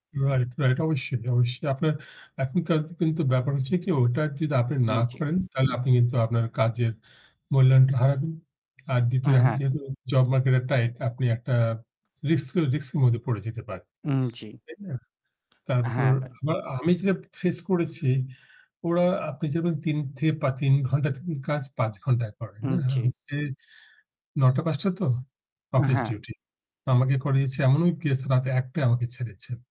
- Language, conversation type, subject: Bengali, unstructured, কর্মস্থলে আপনি কি কখনও অন্যায়ের শিকার হয়েছেন?
- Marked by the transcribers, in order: static; in English: "রিস্ক রিস্ক"